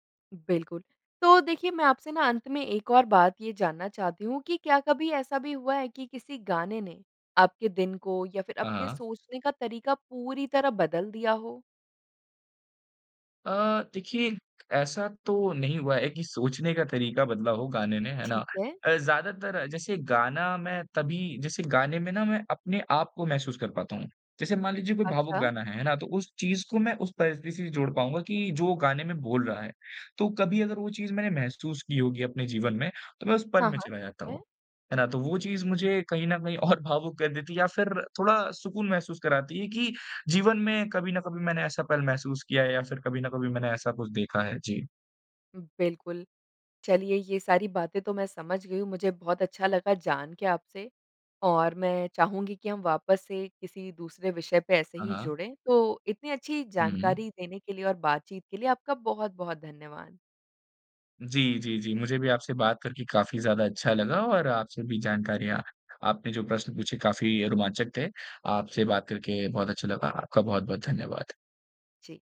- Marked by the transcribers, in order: tapping
- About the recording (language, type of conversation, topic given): Hindi, podcast, मूड ठीक करने के लिए आप क्या सुनते हैं?